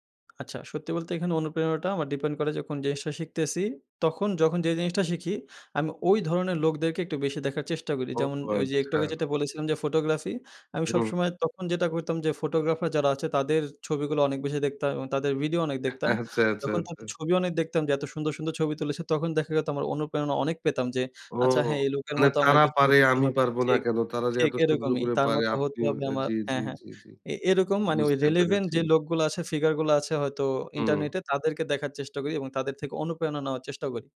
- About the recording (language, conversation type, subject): Bengali, podcast, নতুন দক্ষতা শেখা কীভাবে কাজকে আরও আনন্দদায়ক করে তোলে?
- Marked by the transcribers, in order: laughing while speaking: "আচ্ছা, আচ্ছা, আচ্ছা"; in English: "রিলেভেন্ট"